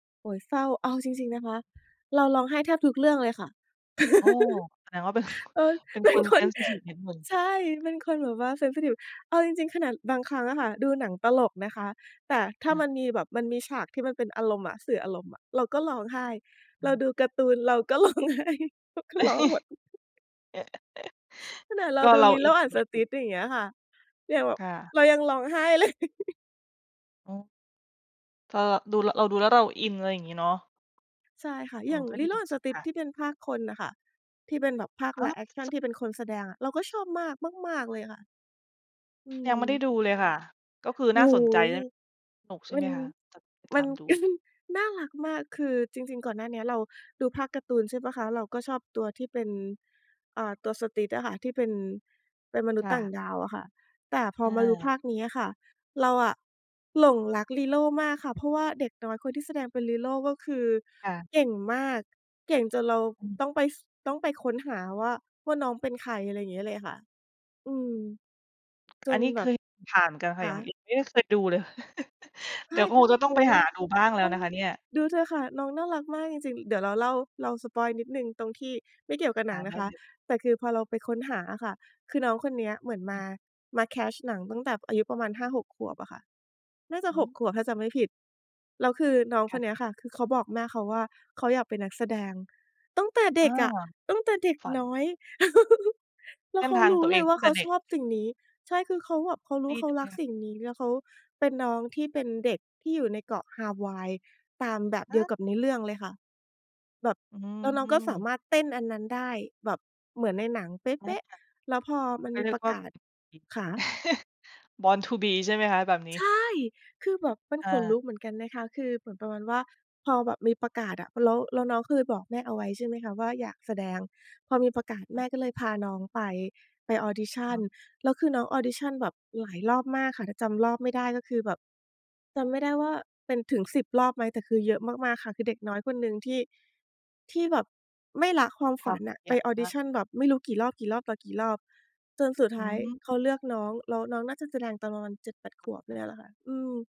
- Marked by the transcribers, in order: laugh; laughing while speaking: "เป็นคน"; laughing while speaking: "เป็น"; in English: "เซนซิทิฟ"; in English: "เซนซิทิฟ"; laughing while speaking: "ร้องไห้ เราก็ร้องหมด"; laugh; chuckle; unintelligible speech; laughing while speaking: "เลย"; chuckle; in English: "ไลฟ์แอกชัน"; chuckle; "ดู" said as "ลู"; chuckle; "ใช่" said as "ไค้"; laugh; unintelligible speech; chuckle; in English: "born to be"; "เคย" said as "คืย"; unintelligible speech
- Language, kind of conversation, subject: Thai, podcast, คุณมีภาพยนตร์เรื่องไหนที่จำไม่ลืมไหม?